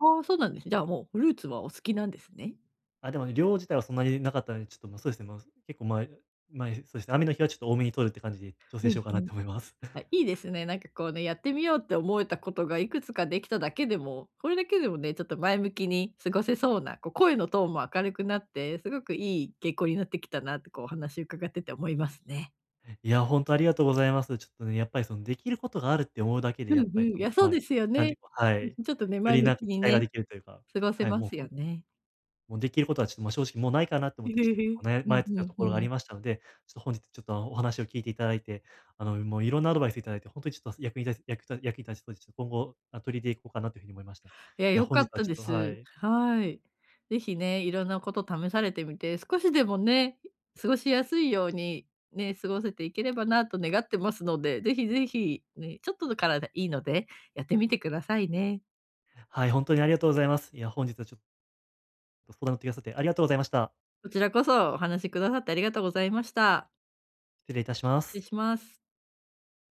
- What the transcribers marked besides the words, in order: chuckle; chuckle
- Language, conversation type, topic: Japanese, advice, 頭がぼんやりして集中できないとき、思考をはっきりさせて注意力を取り戻すにはどうすればよいですか？